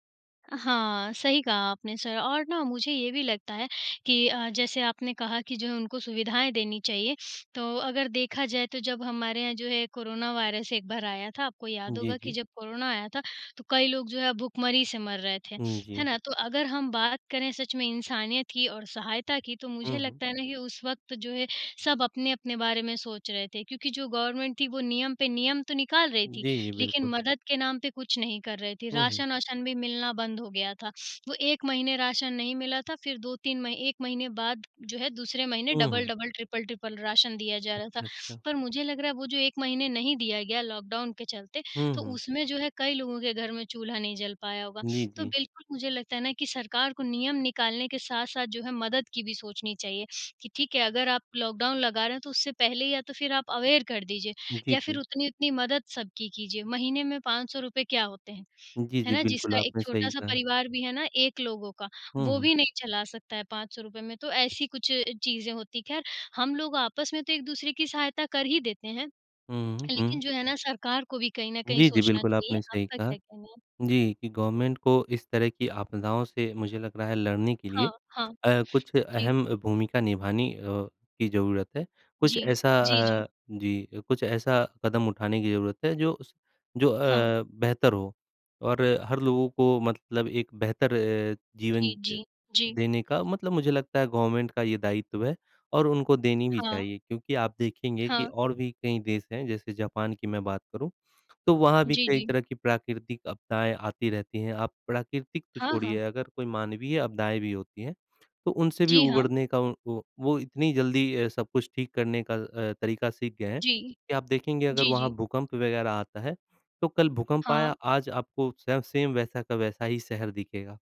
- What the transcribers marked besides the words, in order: in English: "सर"; in English: "वायरस"; tapping; in English: "गवर्नमेंट"; in English: "डबल-डबल, ट्रिपल-ट्रिपल"; in English: "लॉकडाउन"; in English: "लॉकडाउन"; in English: "अवेयर"; lip smack; in English: "गवर्नमेंट"; in English: "गवर्नमेंट"; other background noise; in English: "स सेम"
- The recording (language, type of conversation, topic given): Hindi, unstructured, प्राकृतिक आपदाओं में फंसे लोगों की कहानियाँ आपको कैसे प्रभावित करती हैं?